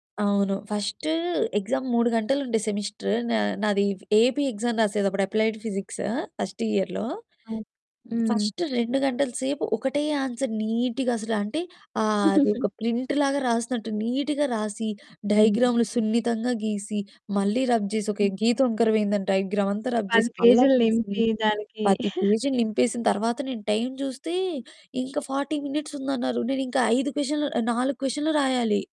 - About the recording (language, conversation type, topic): Telugu, podcast, పరీక్షలపై ఎక్కువగా దృష్టి పెట్టడం వల్ల కలిగే ప్రయోజనాలు, నష్టాలు ఏమిటని మీరు భావిస్తున్నారు?
- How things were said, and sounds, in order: in English: "ఫస్ట్ ఎగ్జామ్"; in English: "సెమిస్టర్"; in English: "ఏపీ ఎగ్జామ్"; in English: "అప్లైడ్ ఫిజిక్స్ ఫస్ట్ ఇయర్‌లో. ఫస్ట్"; other background noise; in English: "ఆన్సర్ నీట్‌గా"; in English: "ప్రింట్"; chuckle; in English: "నీట్‌గా"; in English: "రబ్"; in English: "డైగ్రామ్"; in English: "రబ్"; chuckle; tapping; in English: "ఫార్టీ మినిట్స్"